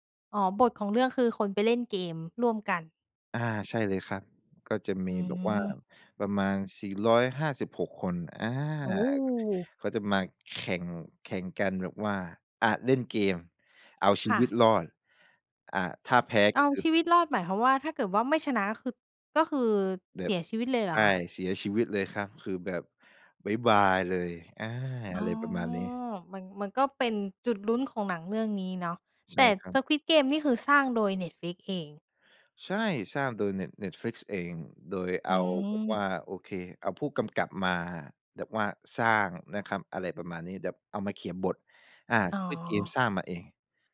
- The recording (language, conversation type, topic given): Thai, podcast, สตรีมมิ่งเปลี่ยนวิธีการเล่าเรื่องและประสบการณ์การดูภาพยนตร์อย่างไร?
- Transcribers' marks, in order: none